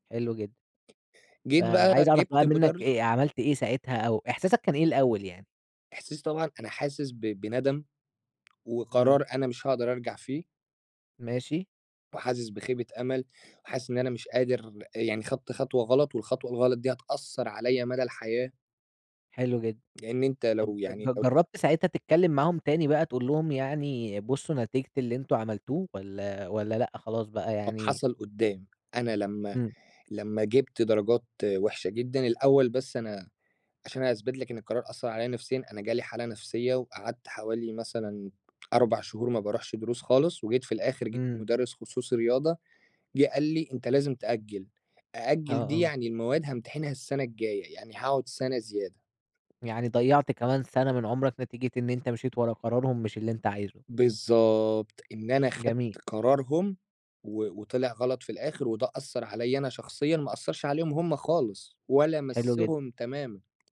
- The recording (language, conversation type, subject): Arabic, podcast, إزاي بتتعامل مع نصايح العيلة وإنت بتاخد قراراتك؟
- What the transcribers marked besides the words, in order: tapping; other background noise